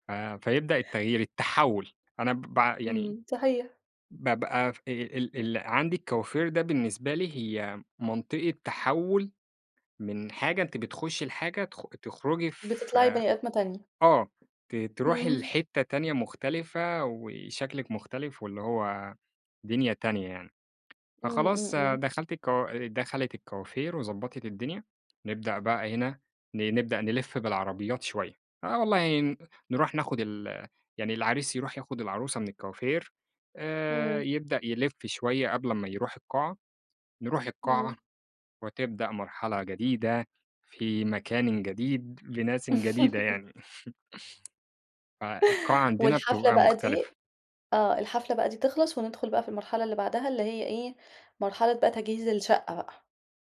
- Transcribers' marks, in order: tapping; laugh; chuckle
- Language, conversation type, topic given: Arabic, podcast, إزاي بتحتفلوا بالمناسبات التقليدية عندكم؟
- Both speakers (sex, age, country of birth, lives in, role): female, 35-39, Egypt, Egypt, host; male, 25-29, Egypt, Egypt, guest